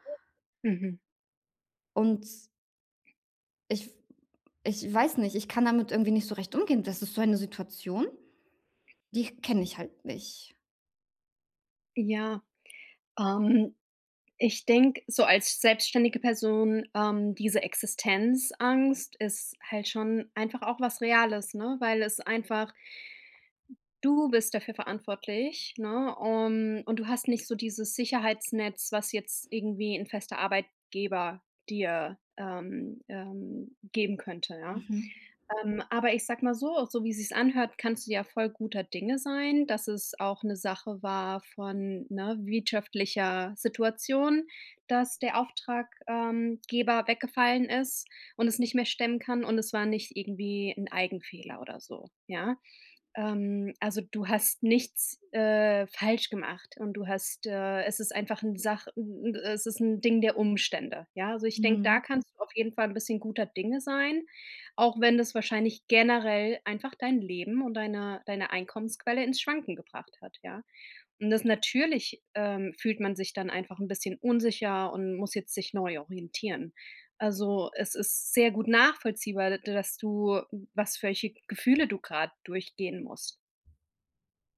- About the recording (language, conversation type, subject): German, advice, Wie kann ich nach einem Rückschlag meine Motivation und meine Routine wiederfinden?
- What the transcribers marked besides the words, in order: background speech; other background noise